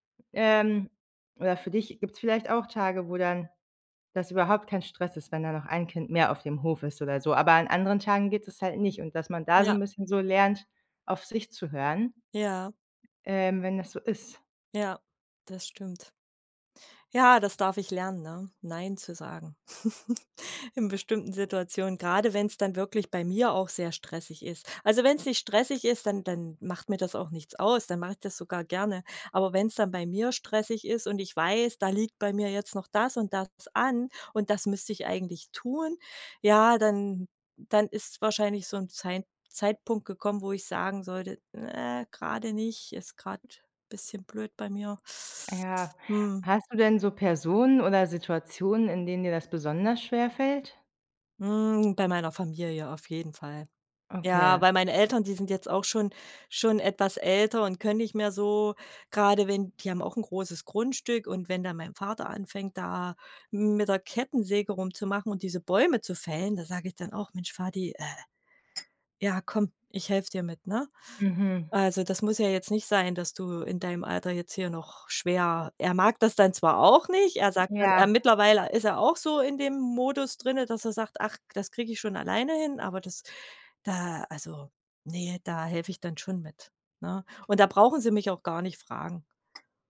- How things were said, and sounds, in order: giggle; other background noise; put-on voice: "Ne"
- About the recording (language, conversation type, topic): German, advice, Warum fällt es dir schwer, bei Bitten Nein zu sagen?